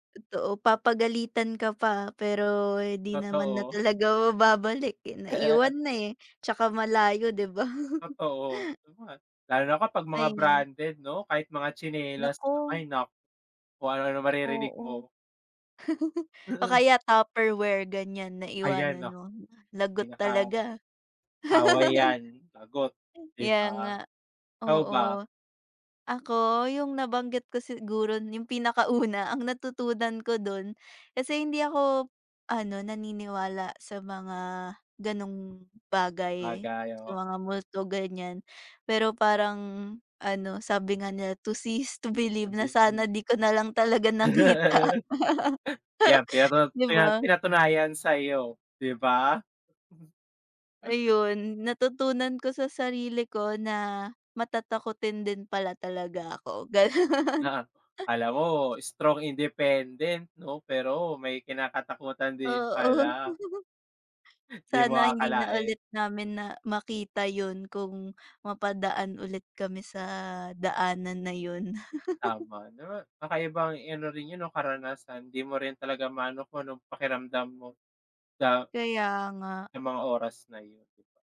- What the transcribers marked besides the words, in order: laugh; laughing while speaking: "di ba?"; chuckle; laugh; laughing while speaking: "pinakauna"; tapping; in English: "to see is to believe"; unintelligible speech; laugh; laughing while speaking: "talaga nakita"; laugh; unintelligible speech; laughing while speaking: "gano'n"; in English: "strong independent"; laughing while speaking: "Oo"; chuckle; chuckle
- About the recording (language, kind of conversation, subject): Filipino, unstructured, Ano ang pinaka-hindi mo malilimutang karanasan sa biyahe?